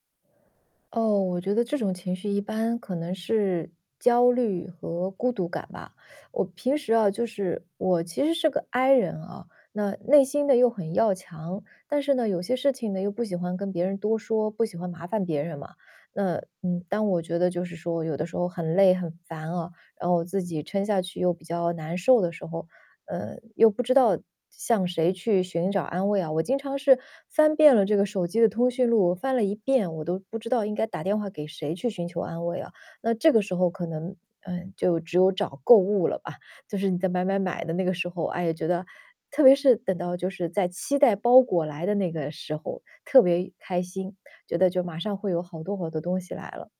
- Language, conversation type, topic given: Chinese, advice, 你通常在什么情境或情绪下会无法控制地冲动购物？
- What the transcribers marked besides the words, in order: none